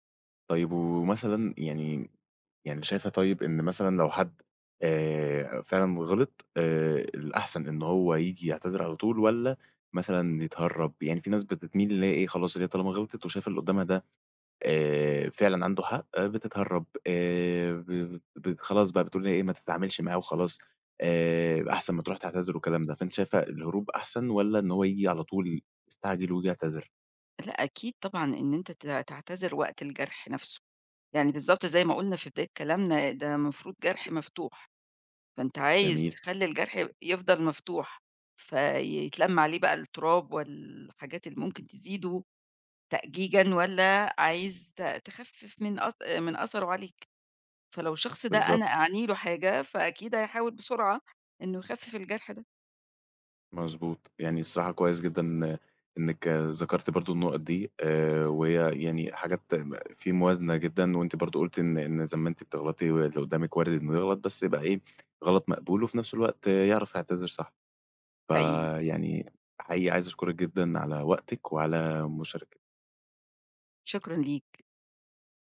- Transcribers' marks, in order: none
- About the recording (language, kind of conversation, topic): Arabic, podcast, إيه الطرق البسيطة لإعادة بناء الثقة بعد ما يحصل خطأ؟